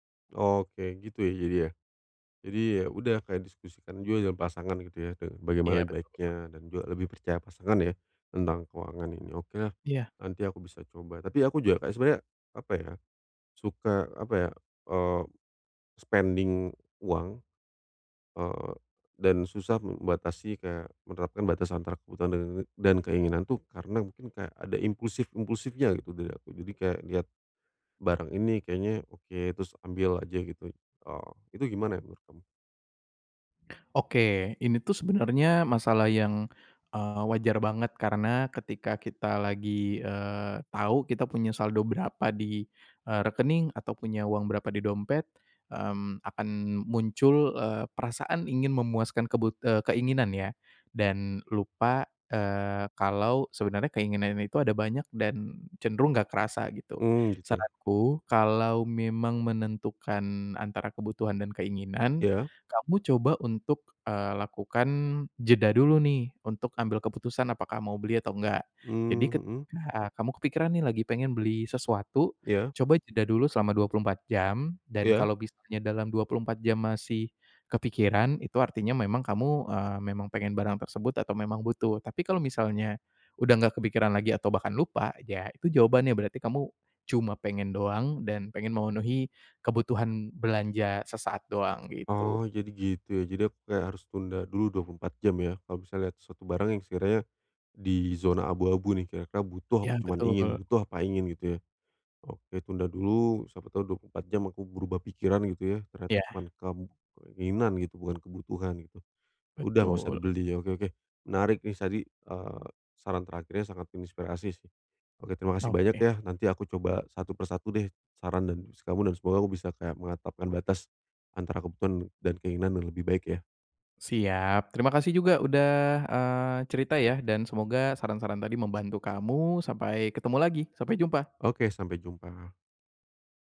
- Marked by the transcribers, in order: in English: "spending"; other background noise; "tadi" said as "sadi"; "menetapkan" said as "mengatapkan"
- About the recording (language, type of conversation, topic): Indonesian, advice, Bagaimana cara menetapkan batas antara kebutuhan dan keinginan agar uang tetap aman?